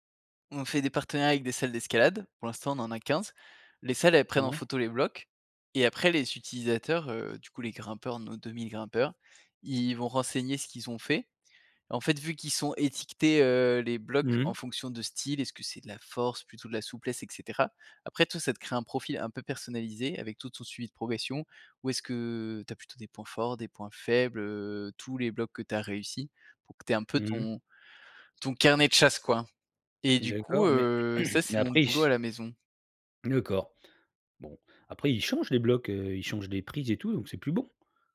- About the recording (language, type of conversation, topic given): French, podcast, Comment limites-tu les distractions quand tu travailles à la maison ?
- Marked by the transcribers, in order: stressed: "carnet de chasse"; throat clearing